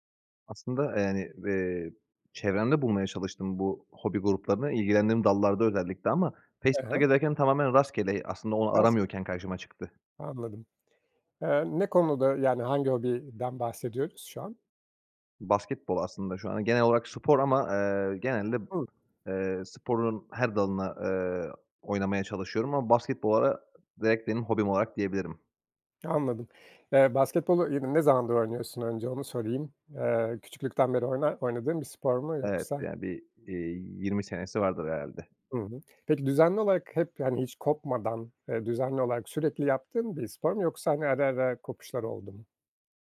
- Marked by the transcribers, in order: "basketbola" said as "basketbolara"
- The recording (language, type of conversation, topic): Turkish, podcast, Hobi partneri ya da bir grup bulmanın yolları nelerdir?